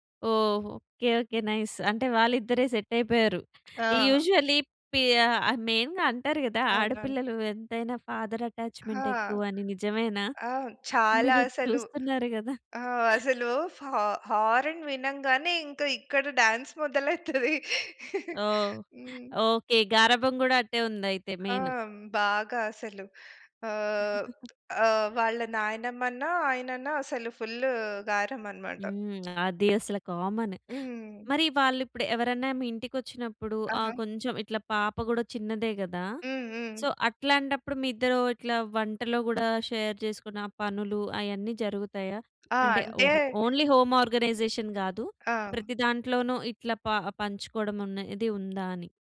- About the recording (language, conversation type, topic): Telugu, podcast, అందరూ కలిసి పనులను కేటాయించుకోవడానికి మీరు ఎలా చర్చిస్తారు?
- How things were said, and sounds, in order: other background noise; in English: "నైస్"; tapping; in English: "యూజువల్లీ"; in English: "మెయిన్‌గా"; in English: "హారన్"; giggle; in English: "డాన్స్"; laugh; chuckle; in English: "కామన్"; in English: "సో"; in English: "షేర్"; in English: "ఓన్లీ హోమ్ ఆర్గనైజేషన్"